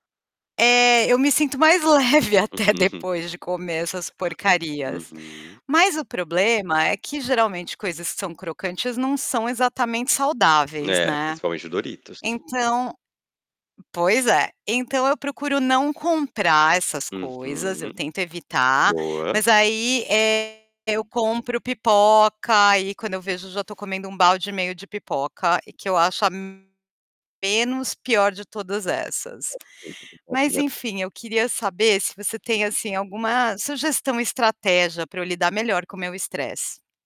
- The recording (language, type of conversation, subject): Portuguese, advice, Como você costuma comer por emoção após um dia estressante e como lida com a culpa depois?
- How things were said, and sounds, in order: laughing while speaking: "leve até depois"; chuckle; other background noise; static; distorted speech; tapping; unintelligible speech